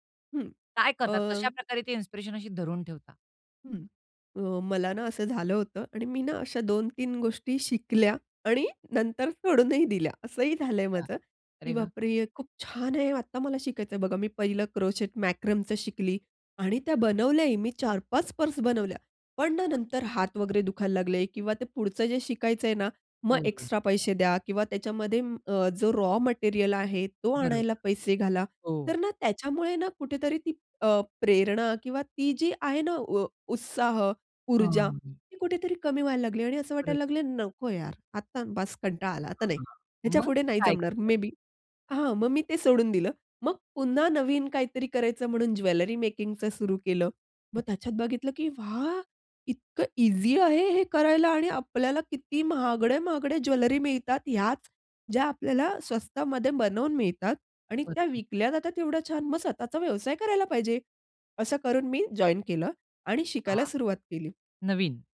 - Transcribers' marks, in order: in English: "इन्स्पिरेशन"; laughing while speaking: "सोडूनही दिल्या"; in English: "क्रोचेट मॅकरमचं"; unintelligible speech; in English: "रॉ मटेरिअल"; in English: "मे बी"; in English: "ज्वेलरी मेकिंगचं"; other background noise; surprised: "वाह! इतकं ईझी आहे, हे … महागडे ज्वेलरी मिळतात"; in English: "जॉइन"
- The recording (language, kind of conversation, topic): Marathi, podcast, शिकत असताना तुम्ही प्रेरणा कशी टिकवून ठेवता?